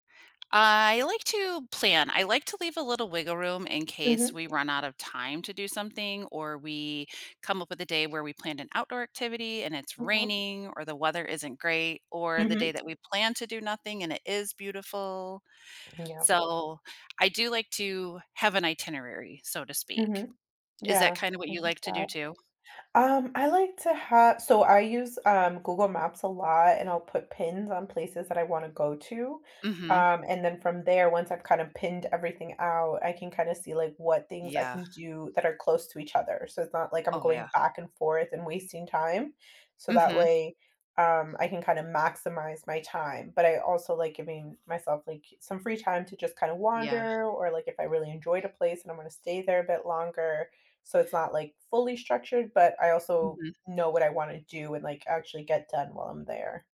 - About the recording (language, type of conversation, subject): English, unstructured, What kinds of places do you like to explore when you travel?
- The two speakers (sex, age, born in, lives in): female, 35-39, United States, United States; female, 45-49, United States, United States
- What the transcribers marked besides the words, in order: tapping; other background noise